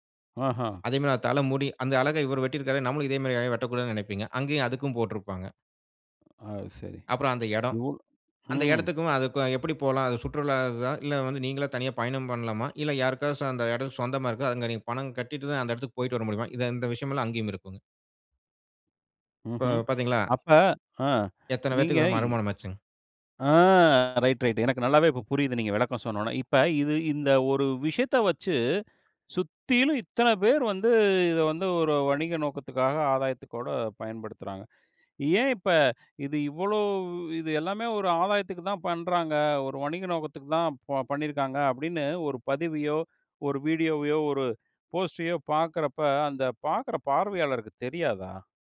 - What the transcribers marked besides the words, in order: drawn out: "ஆ"; drawn out: "இவ்வளோ"; in English: "போஸ்ட்டையோ"
- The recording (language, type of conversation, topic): Tamil, podcast, பேஸ்புக்கில் கிடைக்கும் லைக் மற்றும் கருத்துகளின் அளவு உங்கள் மனநிலையை பாதிக்கிறதா?